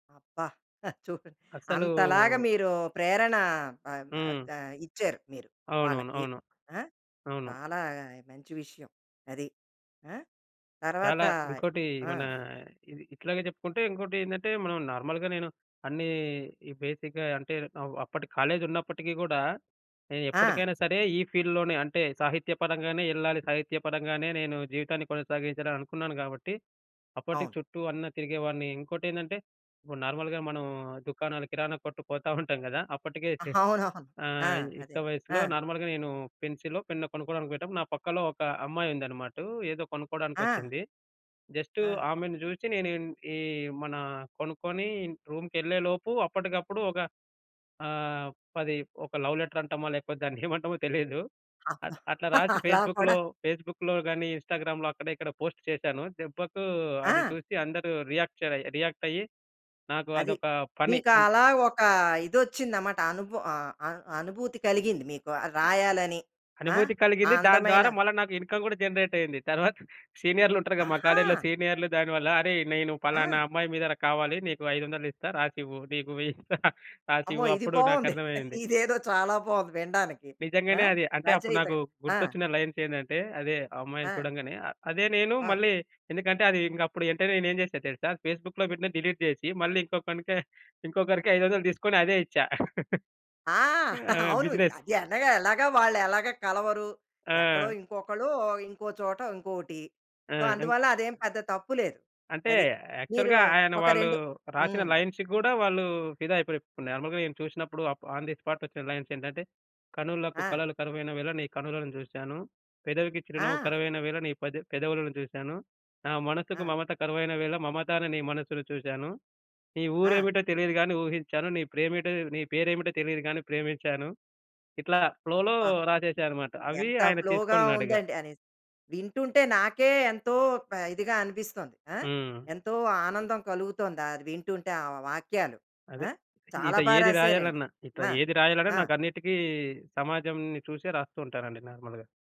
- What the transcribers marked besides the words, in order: chuckle; other background noise; in English: "నార్మల్‌గా"; in English: "బేసిక్‌గా"; in English: "ఫీల్డ్‌లోనే"; "అన్ని" said as "అన్న"; in English: "నార్మల్‌గా"; laughing while speaking: "అవునవును"; in English: "నార్మల్‌గా"; in English: "జస్ట్"; in English: "రూమ్‌కెళ్ళేలోపు"; in English: "లవ్ లెటర్"; in English: "ఫేస్‌బుక్‌లో ఫేస్‌బుక్‌లో"; chuckle; in English: "ఇన్స్‌టాగ్రామ్‌లో"; in English: "పోస్ట్"; in English: "రియాక్ట్"; in English: "రియాక్ట్"; in English: "ఇన్కమ్"; in English: "జనరేట్"; in English: "సీనియర్‌లుంటరు"; chuckle; in English: "లైన్స్"; in English: "ఫేస్‌బుక్‌లో"; in English: "డిలీట్"; chuckle; in English: "బిజినెస్"; in English: "సో"; in English: "యాక్చువల్‌గా"; in English: "లై‌న్స్‌కి"; in English: "నార్మల్‌గా"; in English: "ఆన్ ది స్పాట్"; in English: "లైన్స్"; in English: "ఫ్లోలో"; in English: "ఫ్లోగా"; in English: "నార్మల్‌గా"
- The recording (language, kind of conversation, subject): Telugu, podcast, నీ కథలు, పాటలు లేదా చిత్రాలకు ప్రేరణ ఎక్కడినుంచి వస్తుంది?